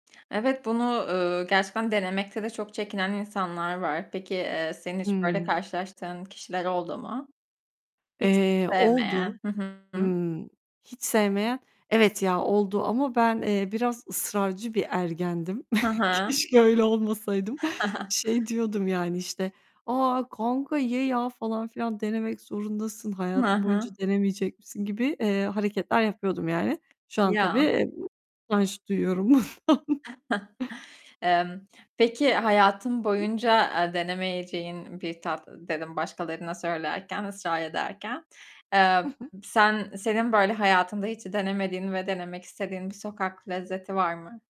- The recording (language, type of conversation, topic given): Turkish, podcast, Hangi sokak lezzeti aklından hiç çıkmıyor?
- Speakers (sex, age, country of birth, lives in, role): female, 25-29, Turkey, Hungary, host; female, 30-34, Turkey, Bulgaria, guest
- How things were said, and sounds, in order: distorted speech; other background noise; laughing while speaking: "Keşke öyle olmasaydım"; chuckle; tapping; laughing while speaking: "bundan"; chuckle